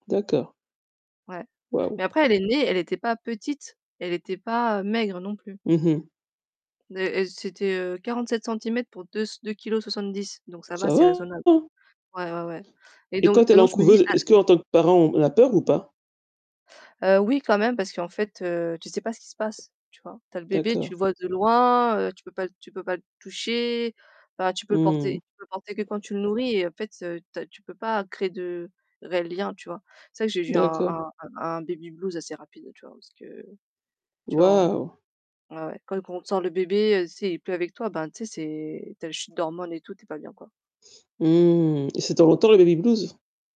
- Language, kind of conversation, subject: French, unstructured, Qu’est-ce qui te rend heureux après une journée de travail ?
- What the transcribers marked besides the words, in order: other background noise; tapping; distorted speech; stressed: "loin"; stressed: "toucher"; in English: "baby blues"; in English: "baby blues ?"